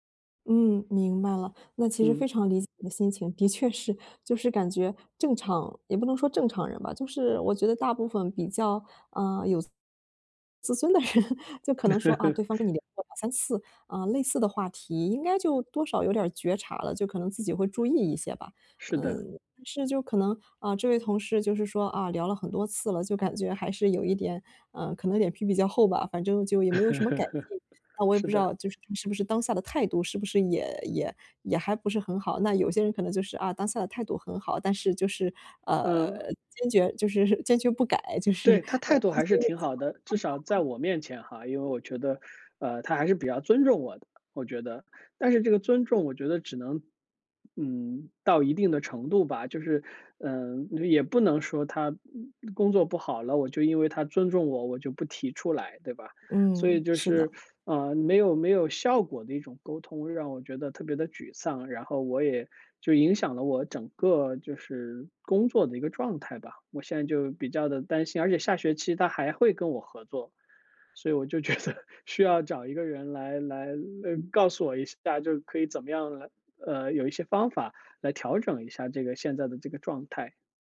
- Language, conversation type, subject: Chinese, advice, 情绪激动时，我该如何练习先暂停并延迟反应？
- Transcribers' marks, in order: laughing while speaking: "人"; laugh; laugh; unintelligible speech; laughing while speaking: "觉得"